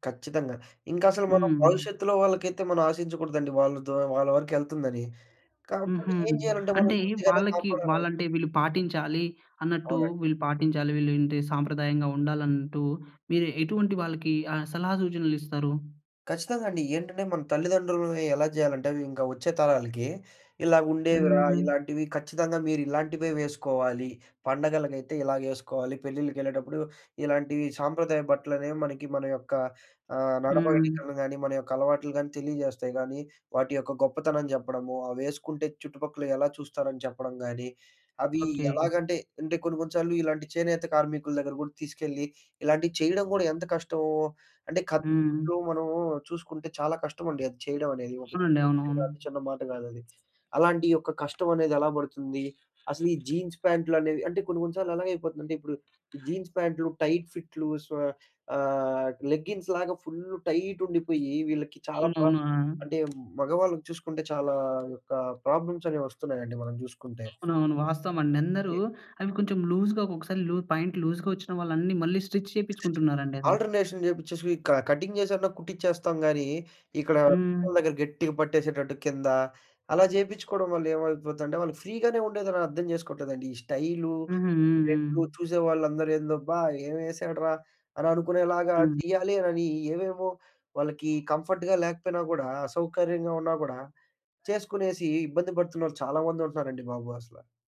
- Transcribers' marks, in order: other background noise; in English: "జీన్స్"; in English: "జీన్స్"; in English: "టైట్"; in English: "లెగ్గింగ్స్"; in English: "టైట్"; in English: "ప్రాబ్లమ్స్"; in English: "లూజ్‌గా"; in English: "లూ ప్యాంట్ లూజ్‌గా"; in English: "స్టిచ్"; unintelligible speech; in English: "ఆల్టర్‌నేషన్"; in English: "క కట్టింగ్"; in English: "ఫ్రీగానే"; in English: "కంఫర్ట్‌గా"
- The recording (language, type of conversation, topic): Telugu, podcast, సాంప్రదాయ దుస్తులు మీకు ఎంత ముఖ్యం?